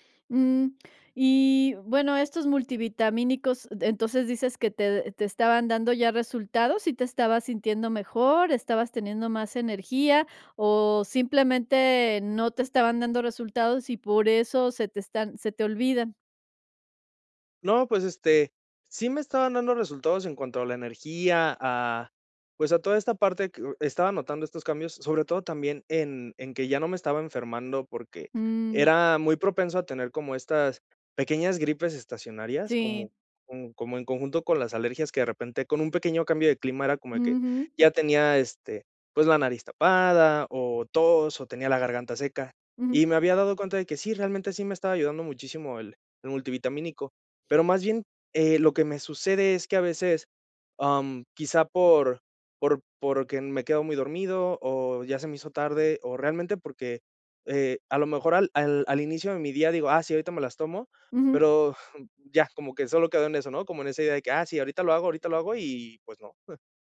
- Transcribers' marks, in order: chuckle
- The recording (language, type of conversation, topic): Spanish, advice, ¿Cómo puedo evitar olvidar tomar mis medicamentos o suplementos con regularidad?